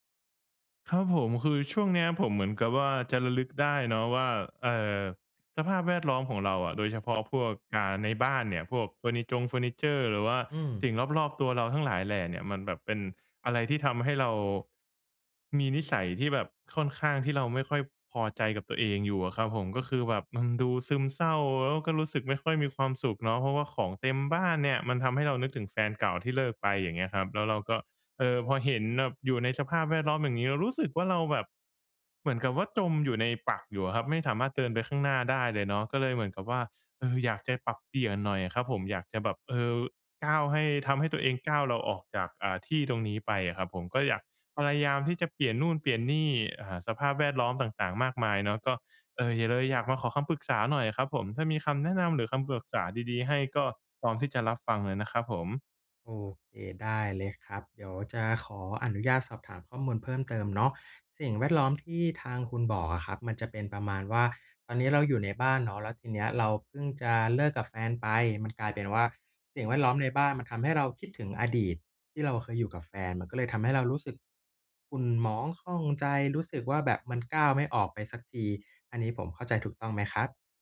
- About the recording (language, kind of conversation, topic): Thai, advice, ฉันควรจัดสภาพแวดล้อมรอบตัวอย่างไรเพื่อเลิกพฤติกรรมที่ไม่ดี?
- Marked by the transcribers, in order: other background noise